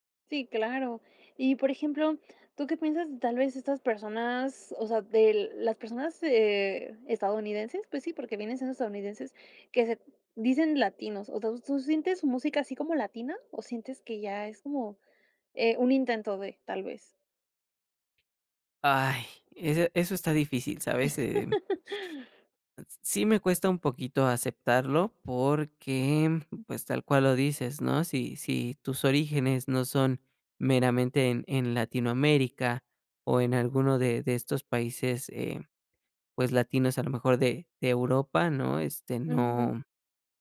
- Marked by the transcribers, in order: other background noise; laugh; other noise
- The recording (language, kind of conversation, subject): Spanish, podcast, ¿Qué canción en tu idioma te conecta con tus raíces?